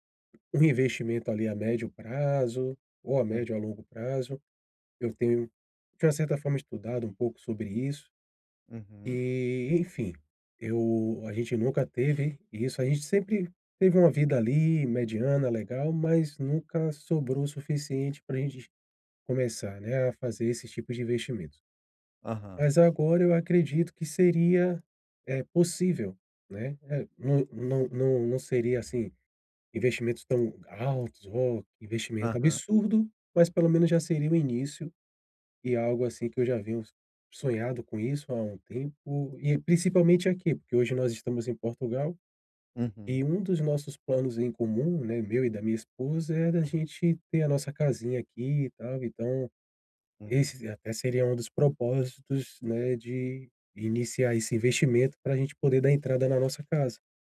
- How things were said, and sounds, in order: none
- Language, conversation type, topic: Portuguese, advice, Como posso evitar que meus gastos aumentem quando eu receber um aumento salarial?